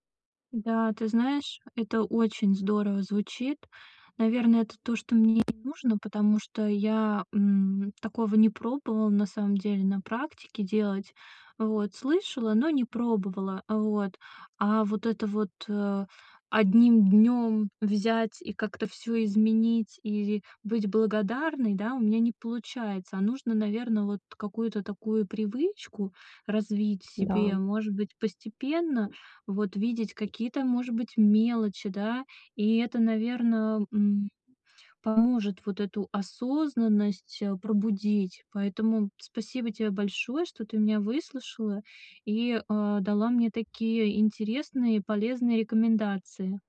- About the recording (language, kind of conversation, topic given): Russian, advice, Как принять то, что у меня уже есть, и быть этим довольным?
- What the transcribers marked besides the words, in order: other background noise; tapping